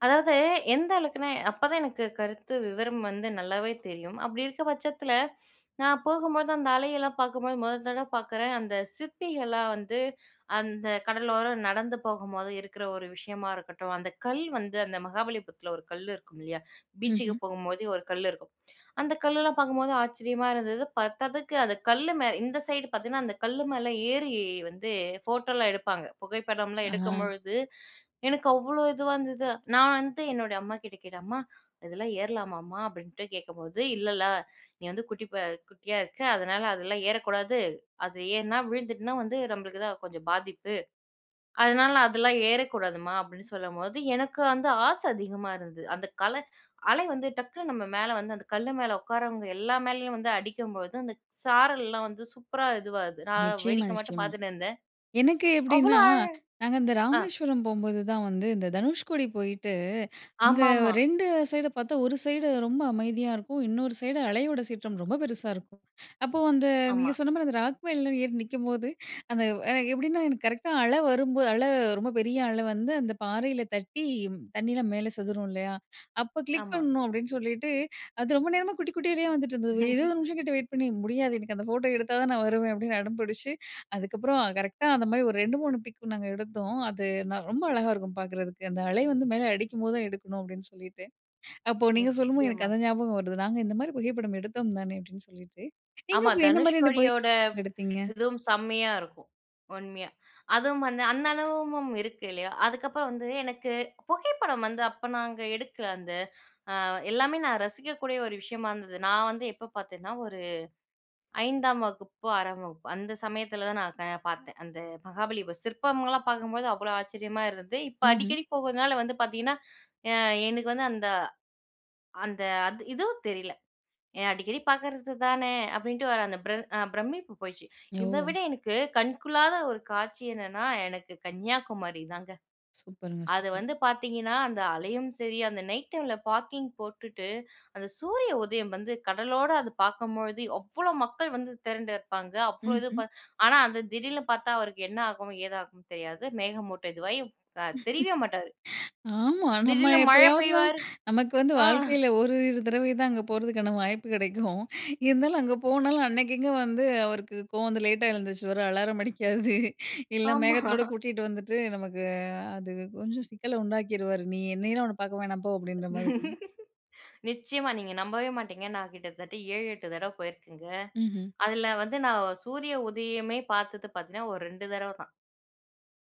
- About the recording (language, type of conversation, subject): Tamil, podcast, கடலின் அலையை பார்க்கும்போது உங்களுக்கு என்ன நினைவுகள் உண்டாகும்?
- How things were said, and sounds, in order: surprised: "அந்த கல்லெலாம் பார்க்கும்போது ஆச்சரியமா இருந்தது"; surprised: "அந்த கல்லு மேல ஏறி வந்து ஃபோட்டோலாம் எடுப்பாங்க. புகைப்படம்லாம் எடுக்கும்பொழுது"; tapping; in English: "ராக்"; chuckle; in English: "பிக்கும்"; surprised: "அந்த மகாபலி சிற்பங்கள்லாம் பாக்கும்போது அவ்வளோ ஆச்சரியமா இருந்து"; "கண்கொள்ளாத" said as "கண்குள்ளாத"; surprised: "எனக்கு கன்னியாகுமாரி தாங்க. அது வந்து … வந்து திரண்டு இருப்பாங்க"; chuckle; laughing while speaking: "வாய்ப்பு கிடைக்கும். இருந்தாலும் அங்க போனாலும் … கூட்டிட்டு வந்துவிட்டு நமக்கு"; laughing while speaking: "ஆமா"; other background noise; laugh